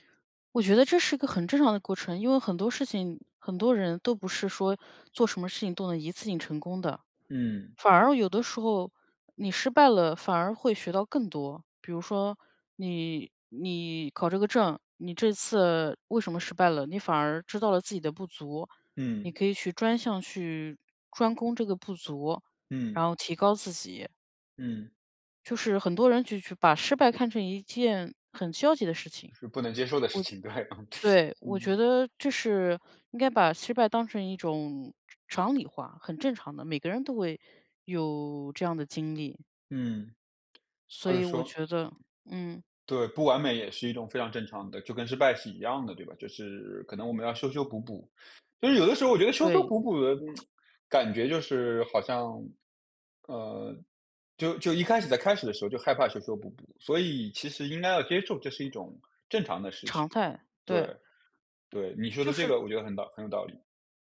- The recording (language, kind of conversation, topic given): Chinese, advice, 我怎样放下完美主义，让作品开始顺畅推进而不再卡住？
- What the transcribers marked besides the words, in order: tapping; laughing while speaking: "对"; other background noise; lip smack